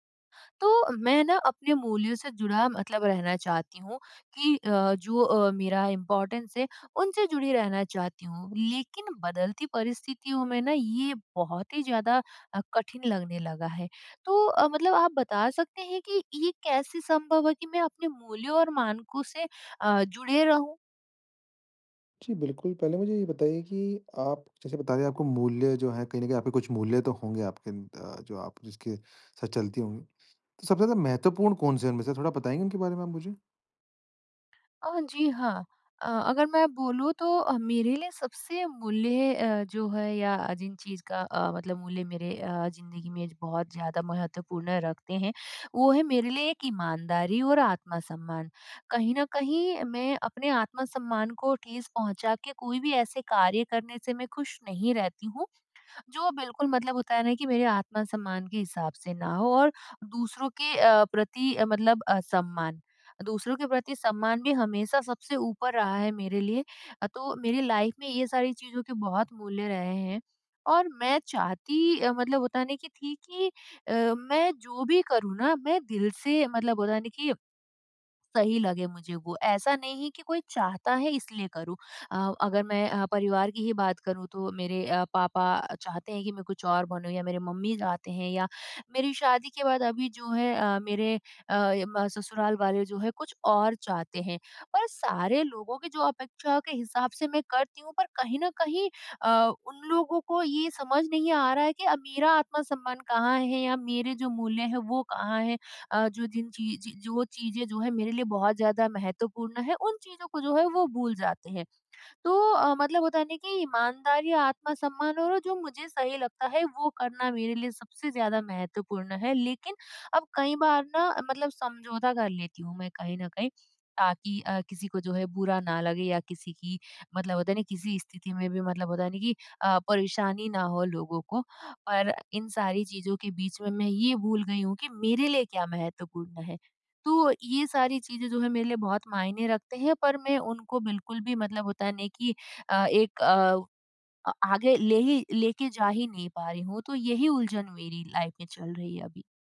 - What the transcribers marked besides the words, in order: in English: "इम्पोर्टेंस"; "अंदर" said as "अंद"; in English: "लाइफ"; in English: "लाइफ"
- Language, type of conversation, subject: Hindi, advice, मैं अपने मूल्यों और मानकों से कैसे जुड़ा रह सकता/सकती हूँ?